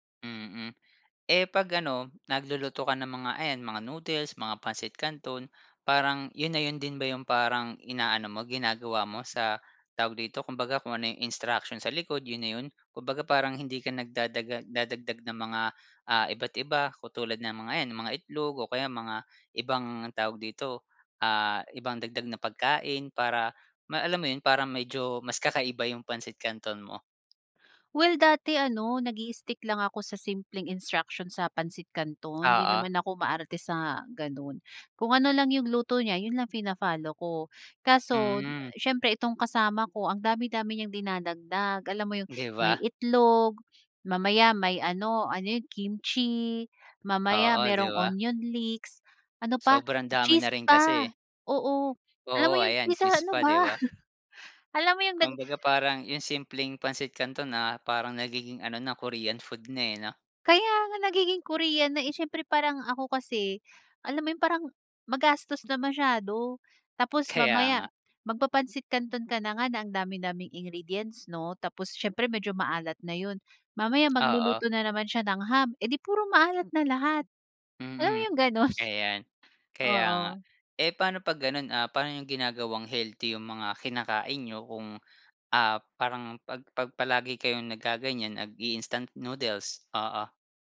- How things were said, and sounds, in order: laughing while speaking: "yong isa, ano ba? Alam mo yong nag"; other background noise; laughing while speaking: "ganun?"
- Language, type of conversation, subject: Filipino, podcast, Ano-anong masusustansiyang pagkain ang madalas mong nakaimbak sa bahay?